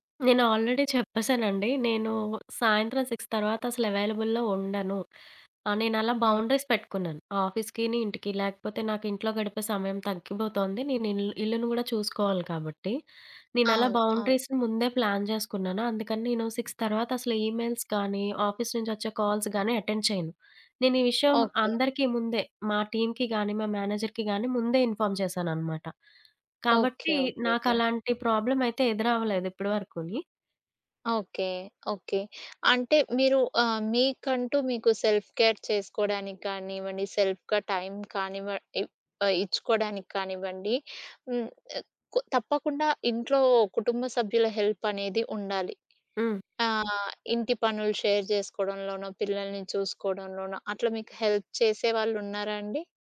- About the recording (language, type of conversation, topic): Telugu, podcast, పని తర్వాత మానసికంగా రిలాక్స్ కావడానికి మీరు ఏ పనులు చేస్తారు?
- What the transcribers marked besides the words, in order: in English: "ఆల్రెడీ"; in English: "సిక్స్"; in English: "అవైలబుల్‌లో"; in English: "బౌండరీస్"; in English: "బౌండరీస్‌ని"; in English: "ప్లాన్"; in English: "సిక్స్"; in English: "ఈమెయిల్స్"; in English: "కాల్స్"; in English: "అటెండ్"; in English: "టీమ్‌కి"; in English: "మేనేజర్‌కి"; in English: "ఇన్ఫార్మ్"; tapping; in English: "ప్రాబ్లమ్"; in English: "సెల్ఫ్ కేర్"; in English: "సెల్ఫ్‌గా"; in English: "షేర్"; in English: "హెల్ప్"